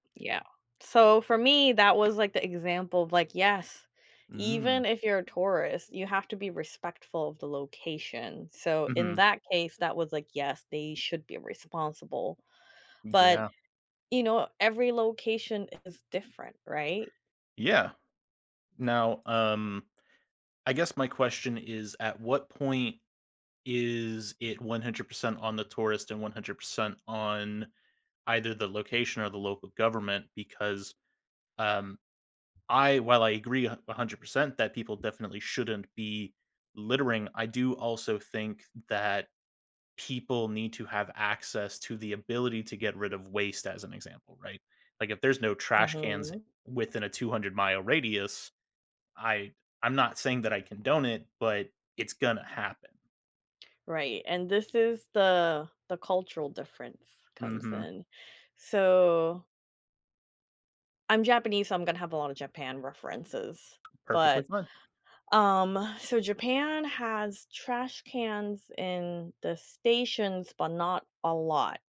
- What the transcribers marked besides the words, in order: other background noise; tapping
- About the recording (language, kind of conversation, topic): English, unstructured, How can tourism be made more sustainable for the environment?
- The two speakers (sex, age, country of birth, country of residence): female, 35-39, Japan, United States; male, 30-34, United States, United States